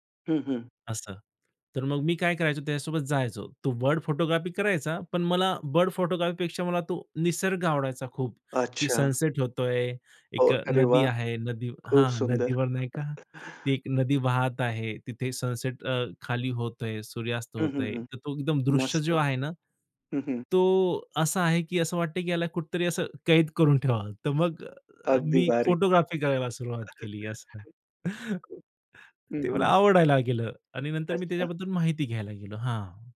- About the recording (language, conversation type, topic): Marathi, podcast, तुम्हाला शिकण्याचा आनंद कधी आणि कसा सुरू झाला?
- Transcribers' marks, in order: tapping; chuckle; other noise; other background noise; chuckle